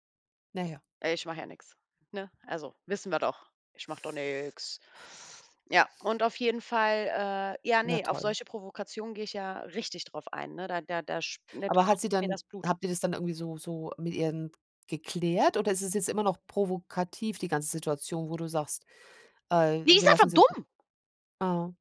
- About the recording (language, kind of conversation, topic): German, unstructured, Was tust du, wenn dich jemand absichtlich provoziert?
- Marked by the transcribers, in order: drawn out: "nix"; put-on voice: "nix"; stressed: "richtig"; angry: "Die ist einfach dumm"; tapping